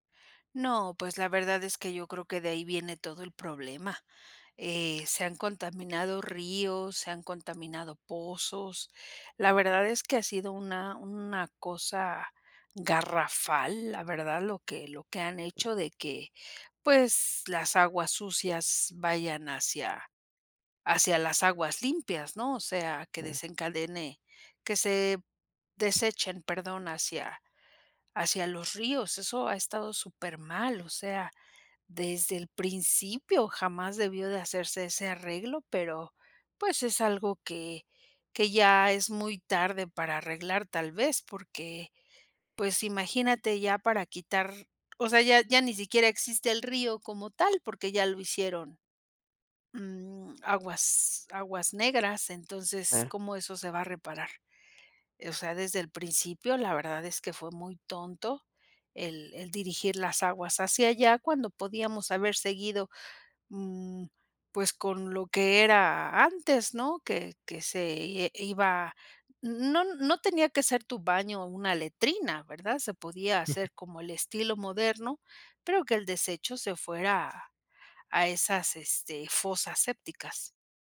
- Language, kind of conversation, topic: Spanish, podcast, ¿Qué consejos darías para ahorrar agua en casa?
- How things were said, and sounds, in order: other background noise; unintelligible speech; tapping; chuckle